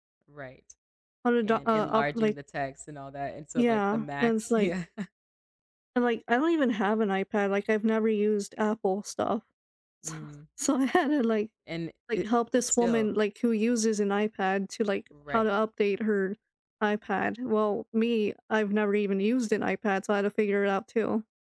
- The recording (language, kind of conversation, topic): English, unstructured, How do your communication habits shape your relationships with family and friends?
- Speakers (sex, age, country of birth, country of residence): female, 25-29, United States, United States; female, 35-39, United States, United States
- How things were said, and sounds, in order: tapping; background speech; laughing while speaking: "yeah"; other background noise; laughing while speaking: "so I had to, like"